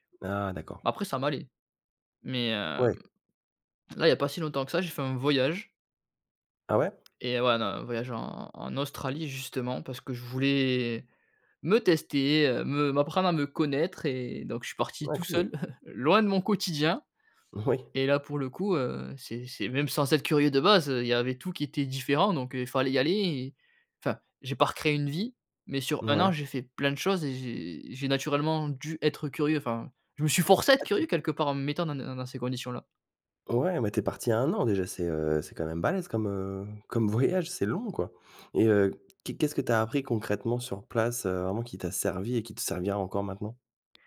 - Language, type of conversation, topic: French, podcast, Comment cultives-tu ta curiosité au quotidien ?
- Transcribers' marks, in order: chuckle; laughing while speaking: "Oui"